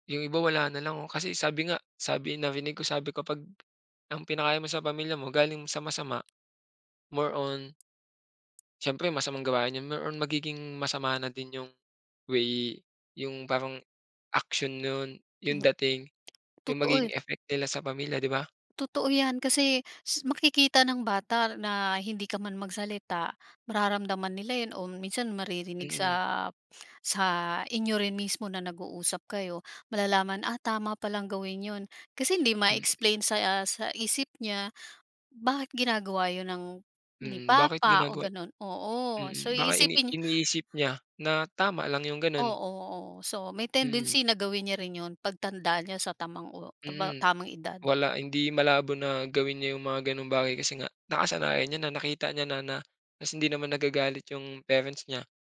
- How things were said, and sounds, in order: tapping
- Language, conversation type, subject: Filipino, podcast, Paano mo sinusuri kung alin sa mga balitang nababasa mo sa internet ang totoo?